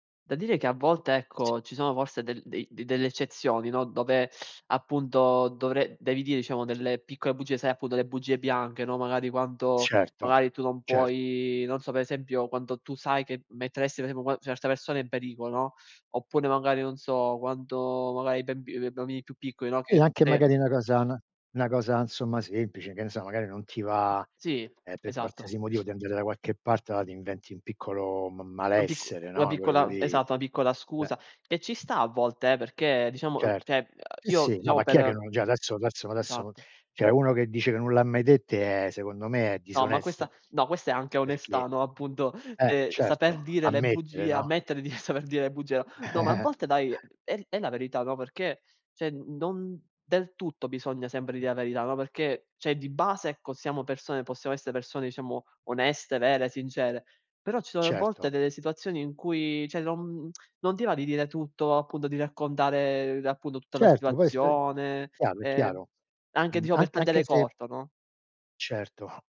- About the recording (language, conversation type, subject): Italian, unstructured, Pensi che sia sempre giusto dire la verità?
- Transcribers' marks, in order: drawn out: "puoi"; "insomma" said as "nsomma"; tapping; "cioè" said as "ceh"; other noise; other background noise; "cioè" said as "ceh"; chuckle; "cioè" said as "ceh"; tsk